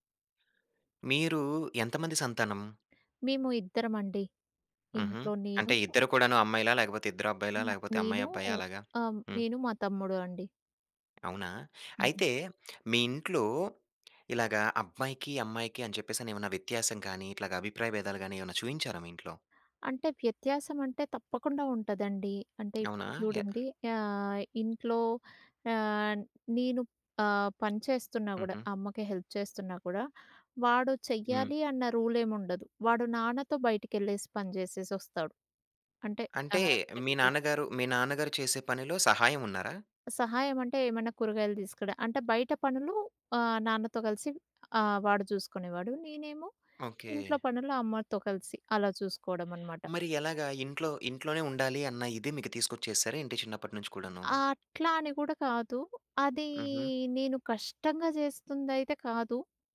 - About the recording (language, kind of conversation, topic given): Telugu, podcast, అమ్మాయిలు, అబ్బాయిల పాత్రలపై వివిధ తరాల అభిప్రాయాలు ఎంతవరకు మారాయి?
- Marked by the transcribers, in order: tapping; in English: "హెల్ప్"; in English: "రూల్"; unintelligible speech